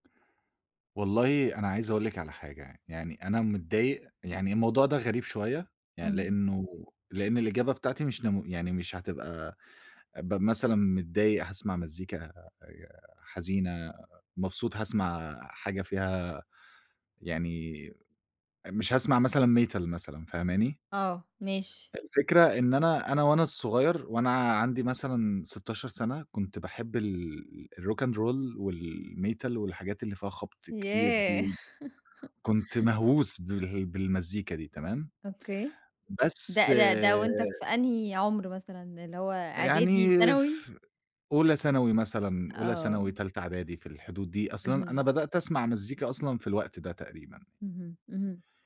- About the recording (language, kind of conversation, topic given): Arabic, podcast, إزاي مزاجك بيحدد نوع الأغاني اللي بتسمعها؟
- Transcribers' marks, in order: tapping; laughing while speaking: "ياه!"